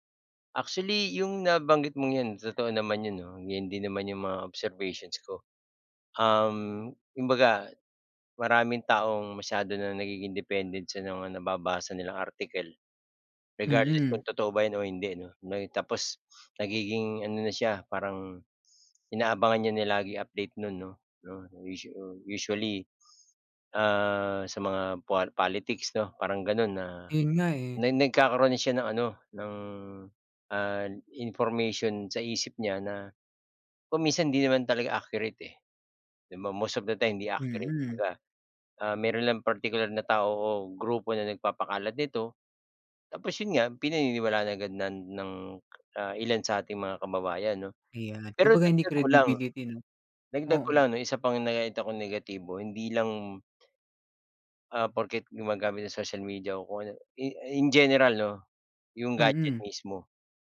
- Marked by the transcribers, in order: other background noise; tapping
- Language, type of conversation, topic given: Filipino, unstructured, Ano ang palagay mo sa labis na paggamit ng midyang panlipunan bilang libangan?